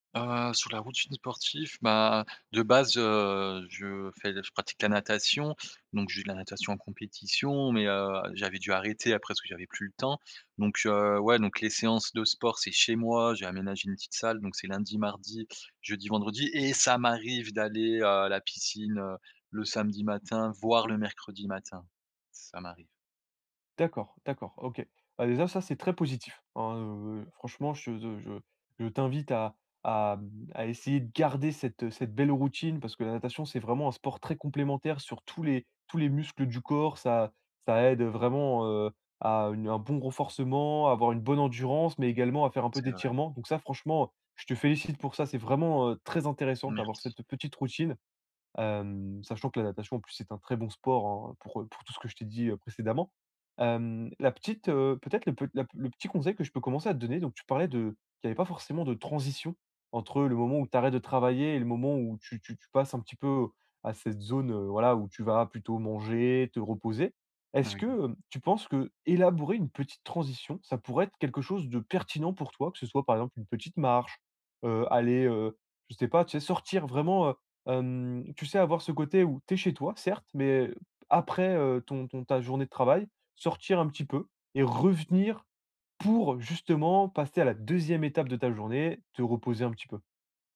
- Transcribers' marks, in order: other background noise; stressed: "et"; stressed: "voir"; "déjà" said as "désa"; stressed: "garder"; stressed: "très"; "vas" said as "vara"; stressed: "élaborer"; stressed: "pertinent"; stressed: "revenir pour"; stressed: "deuxième"
- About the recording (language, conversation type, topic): French, advice, Pourquoi n’arrive-je pas à me détendre après une journée chargée ?